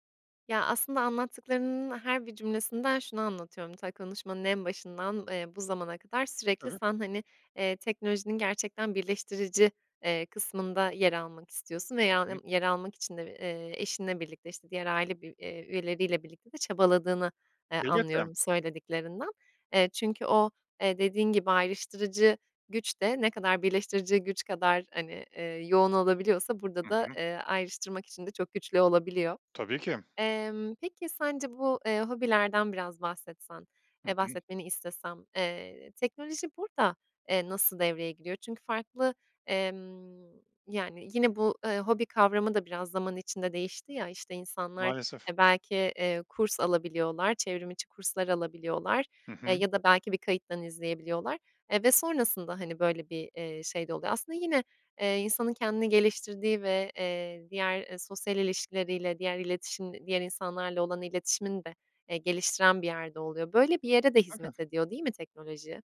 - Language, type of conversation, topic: Turkish, podcast, Teknoloji aile içi iletişimi sizce nasıl değiştirdi?
- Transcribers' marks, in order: unintelligible speech